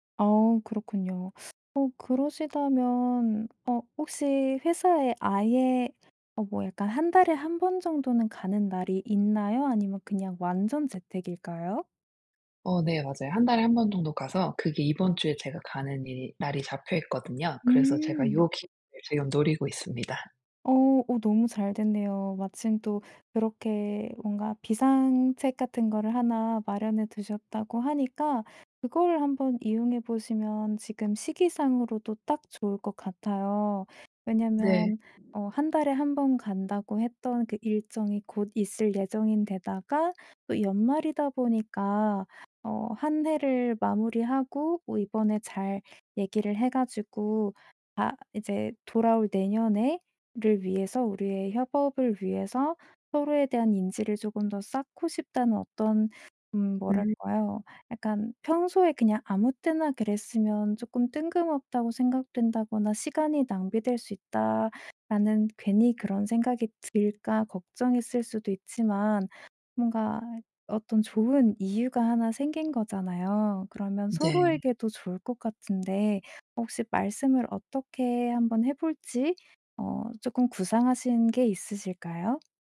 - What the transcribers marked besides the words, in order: other background noise; tapping
- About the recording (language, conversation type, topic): Korean, advice, 멘토에게 부담을 주지 않으면서 효과적으로 도움을 요청하려면 어떻게 해야 하나요?